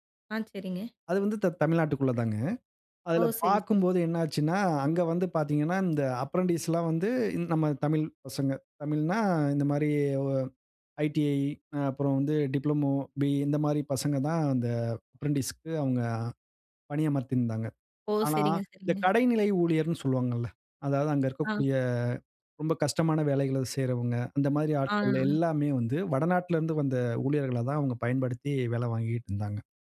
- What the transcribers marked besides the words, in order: in English: "அப்ரென்டிஸ்"; in English: "ஐடிஐ"; in English: "டிப்ளோமோ, பிஇ"; in English: "அப்ரென்டிஸ்"; "பணியமர்த்தியிருந்தாங்க" said as "பணியமர்த்திந்தாங்க"; "நாட்டுல" said as "நாட்ல"
- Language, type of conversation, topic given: Tamil, podcast, நீங்கள் பேசும் மொழியைப் புரிந்துகொள்ள முடியாத சூழலை எப்படிச் சமாளித்தீர்கள்?